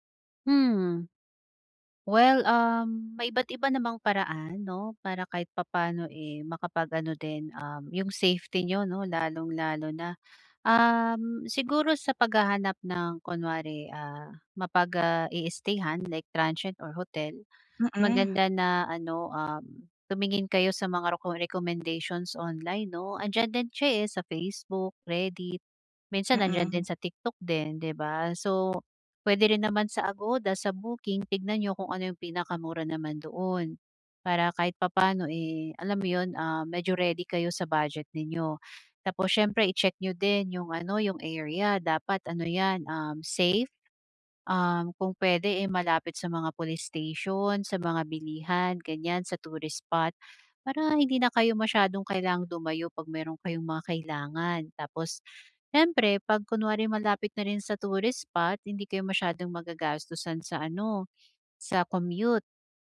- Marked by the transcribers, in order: other background noise; in English: "recommendations online"
- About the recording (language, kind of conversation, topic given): Filipino, advice, Paano ako makakapag-explore ng bagong lugar nang may kumpiyansa?